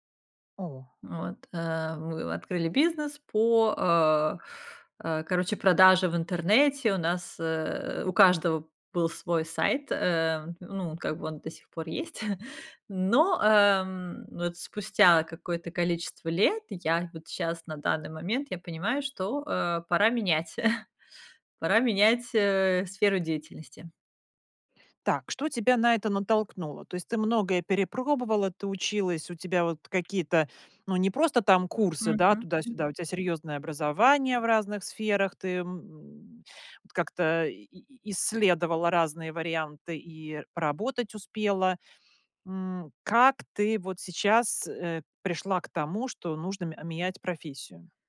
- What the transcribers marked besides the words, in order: chuckle; chuckle
- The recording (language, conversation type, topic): Russian, podcast, Как понять, что пора менять профессию и учиться заново?